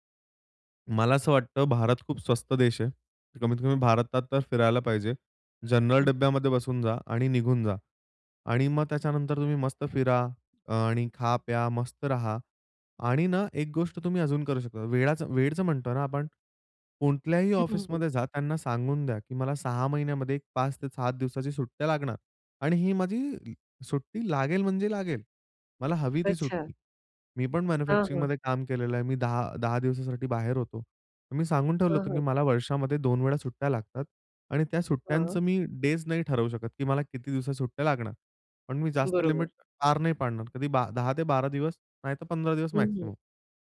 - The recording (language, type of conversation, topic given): Marathi, podcast, प्रवासात तुम्हाला स्वतःचा नव्याने शोध लागण्याचा अनुभव कसा आला?
- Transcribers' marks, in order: tapping; other background noise